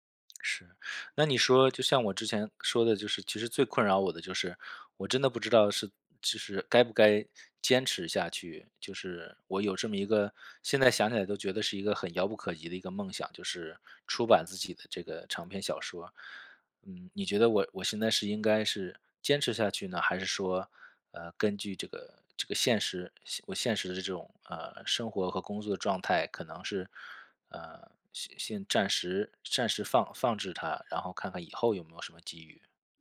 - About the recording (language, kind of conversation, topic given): Chinese, advice, 为什么我的创作计划总是被拖延和打断？
- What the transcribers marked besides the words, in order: none